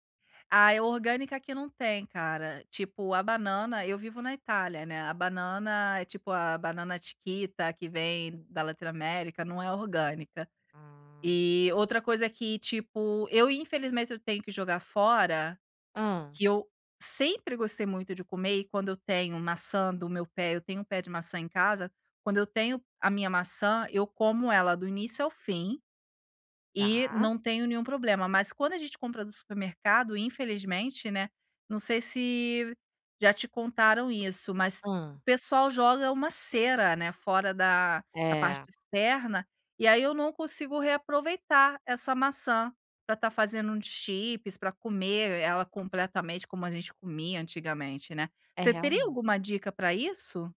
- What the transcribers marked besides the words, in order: in English: "Latin"; in English: "chips"
- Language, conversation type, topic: Portuguese, advice, Como posso reduzir o desperdício de alimentos e economizar no orçamento mensal?